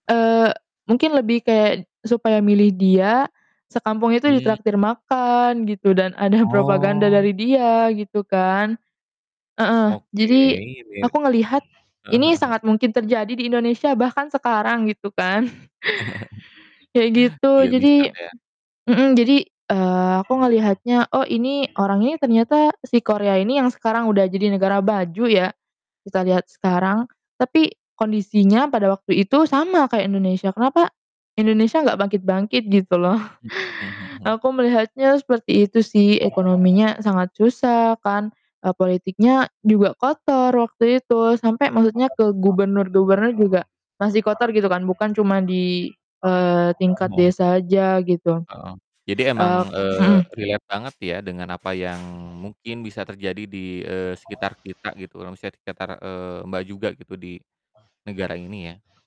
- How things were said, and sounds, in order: other background noise; laughing while speaking: "ada"; chuckle; in English: "relate"; static
- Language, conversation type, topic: Indonesian, podcast, Mengapa kita sering merasa begitu terikat pada tokoh fiksi sampai seolah-olah mereka nyata?
- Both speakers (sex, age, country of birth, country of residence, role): female, 18-19, Indonesia, Indonesia, guest; male, 35-39, Indonesia, Indonesia, host